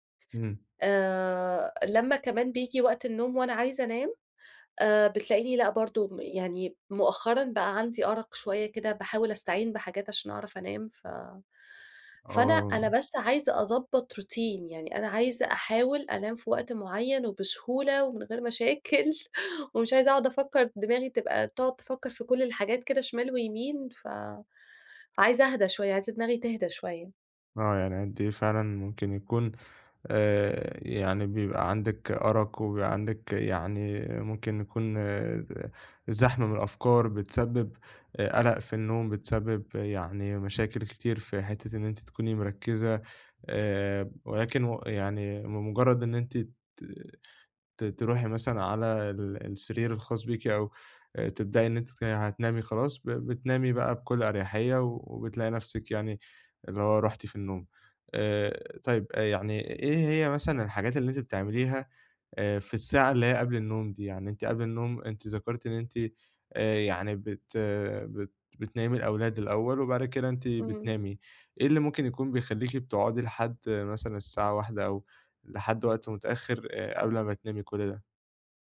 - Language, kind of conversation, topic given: Arabic, advice, إزاي أعمل روتين بليل ثابت ومريح يساعدني أنام بسهولة؟
- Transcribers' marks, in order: in English: "روتين"; laughing while speaking: "مشاكل"